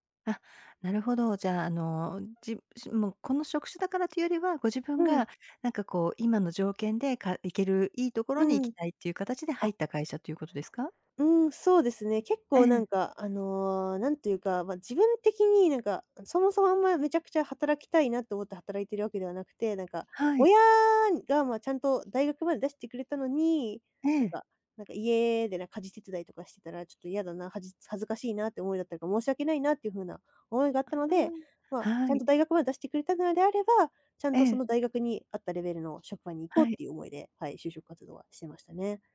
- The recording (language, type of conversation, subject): Japanese, advice, 仕事に行きたくない日が続くのに、理由がわからないのはなぜでしょうか？
- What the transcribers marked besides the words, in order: unintelligible speech